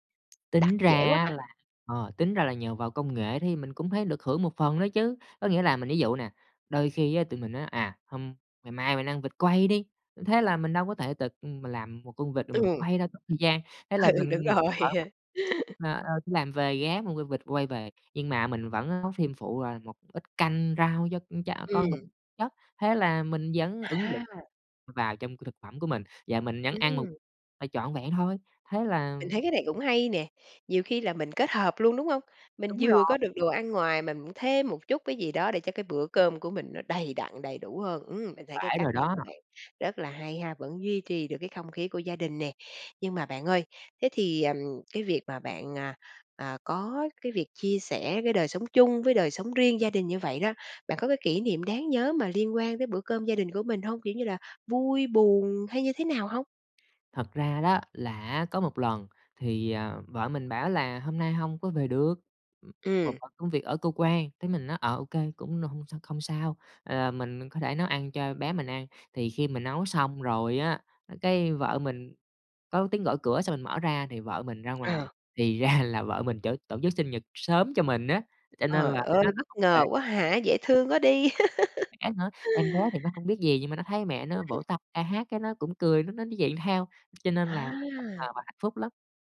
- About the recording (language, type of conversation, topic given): Vietnamese, podcast, Bạn thường tổ chức bữa cơm gia đình như thế nào?
- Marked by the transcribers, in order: laughing while speaking: "Ừ, ừ, đúng rồi"; laugh; "thêm" said as "phêm"; other background noise; tapping; laughing while speaking: "ra"; unintelligible speech; laugh